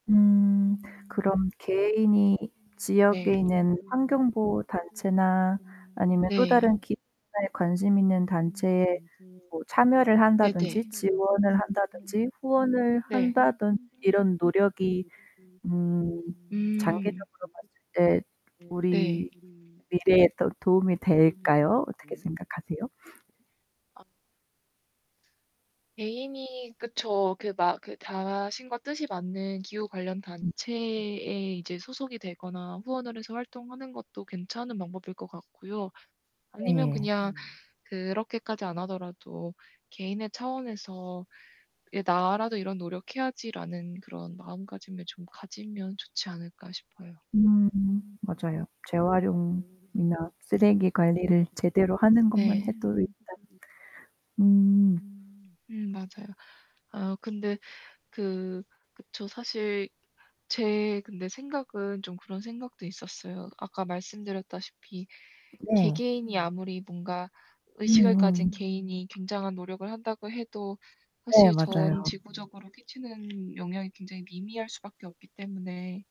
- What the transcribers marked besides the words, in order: static; background speech; tapping; other background noise; distorted speech
- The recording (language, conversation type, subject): Korean, unstructured, 기후 변화가 우리 삶에 어떤 영향을 미칠까요?